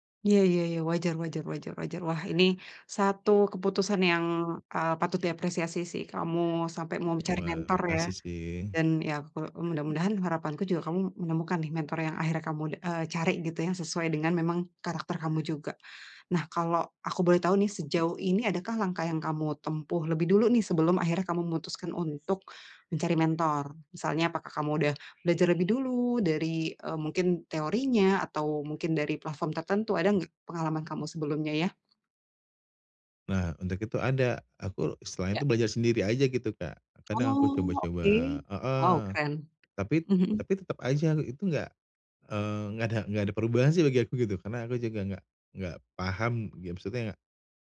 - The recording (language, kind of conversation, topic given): Indonesian, advice, Bagaimana cara menemukan mentor yang cocok untuk pertumbuhan karier saya?
- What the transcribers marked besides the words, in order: other background noise